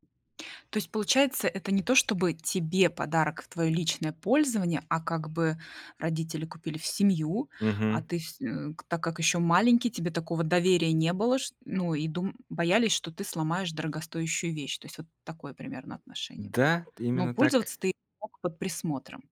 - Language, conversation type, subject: Russian, podcast, Что ты помнишь о первом музыкальном носителе — кассете или CD?
- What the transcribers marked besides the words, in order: none